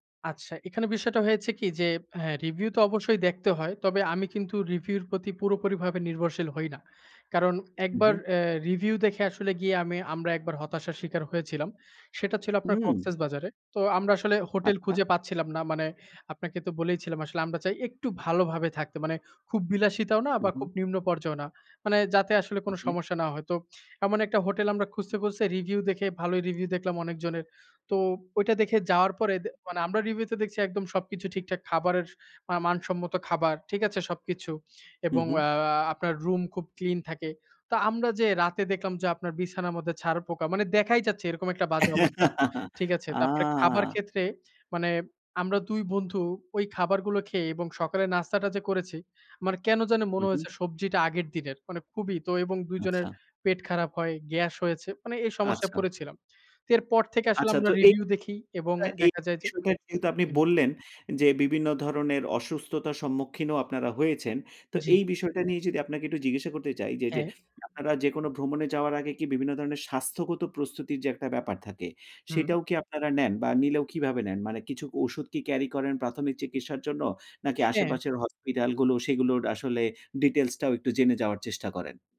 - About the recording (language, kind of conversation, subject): Bengali, podcast, ছুটিতে গেলে সাধারণত আপনি কীভাবে ভ্রমণের পরিকল্পনা করেন?
- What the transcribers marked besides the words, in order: tapping; laugh; "মানে" said as "অনে"; unintelligible speech; unintelligible speech